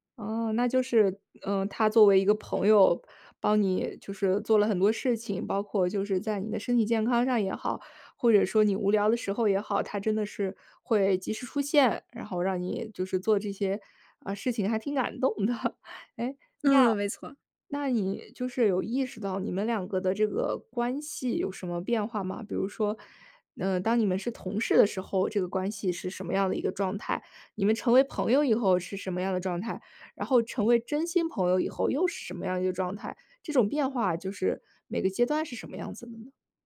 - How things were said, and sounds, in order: laughing while speaking: "动的"
- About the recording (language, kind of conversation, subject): Chinese, podcast, 你是在什么瞬间意识到对方是真心朋友的？